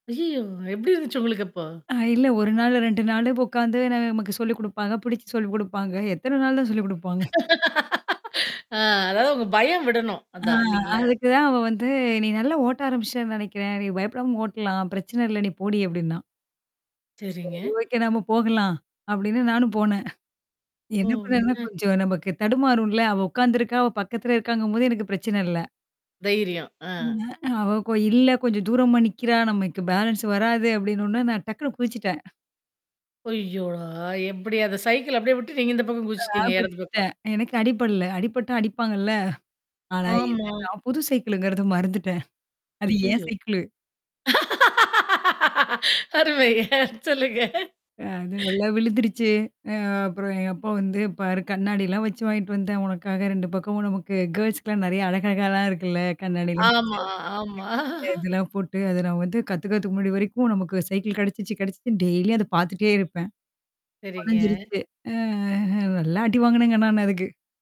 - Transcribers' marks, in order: static; laughing while speaking: "குடுப்பாங்க?"; laugh; distorted speech; other background noise; in English: "ஓகே"; chuckle; unintelligible speech; "இப்போ" said as "கோ"; in English: "பேலன்ஸ்"; chuckle; mechanical hum; laughing while speaking: "அடிப்பாங்கல்ல!"; laughing while speaking: "மறந்துட்டேன்"; laughing while speaking: "அருமை சொல்லுங்க"; other noise; in English: "கேர்ள்ஸ்க்கலாம்"; unintelligible speech; laughing while speaking: "ஆமா"; drawn out: "அ அஹ"
- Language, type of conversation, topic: Tamil, podcast, பள்ளிக்காலத்தில் உங்கள் தோழர்களோடு நீங்கள் அனுபவித்த சிறந்த சாகசம் எது?